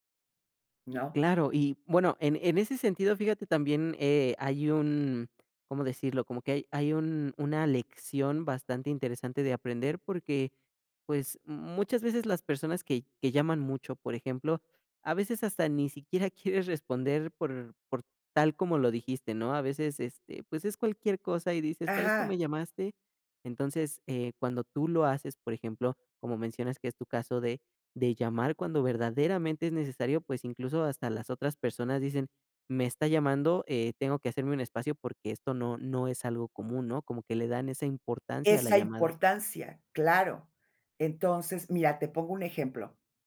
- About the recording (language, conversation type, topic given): Spanish, podcast, ¿Cómo decides cuándo llamar en vez de escribir?
- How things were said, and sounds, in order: none